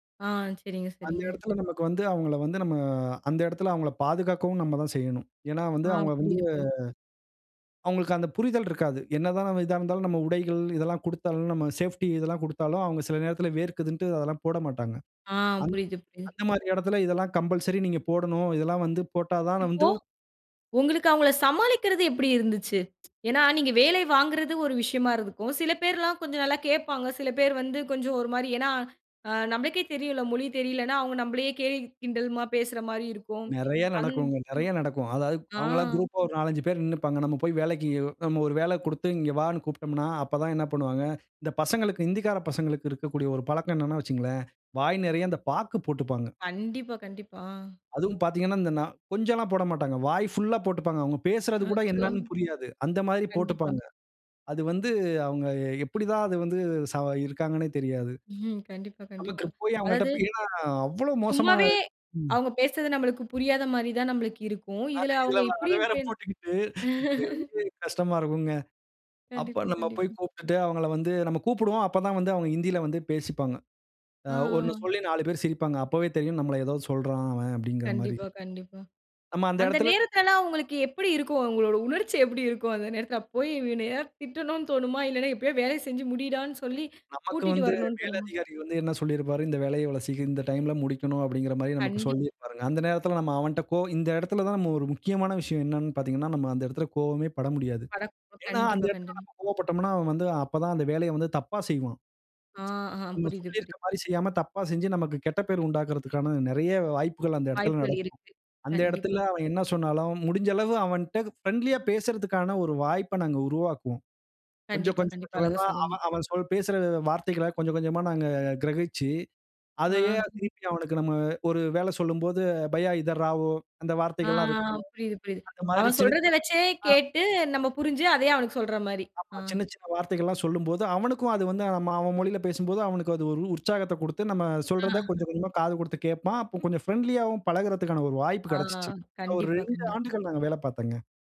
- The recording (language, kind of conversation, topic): Tamil, podcast, நீங்கள் பேசும் மொழியைப் புரிந்துகொள்ள முடியாத சூழலை எப்படிச் சமாளித்தீர்கள்?
- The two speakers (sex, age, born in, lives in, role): female, 25-29, India, India, host; male, 35-39, India, India, guest
- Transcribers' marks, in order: other background noise; in English: "சேஃப்டி"; in English: "கம்பல்சரி"; chuckle; chuckle; "சீக்கிரம்" said as "சீக்க"; unintelligible speech; in English: "பிரெண்ட்லியா"; in Hindi: "பையா இதர ராவோ"; drawn out: "ஆ"; laughing while speaking: "ஆ"; in English: "பிரெண்ட்லியாவும்"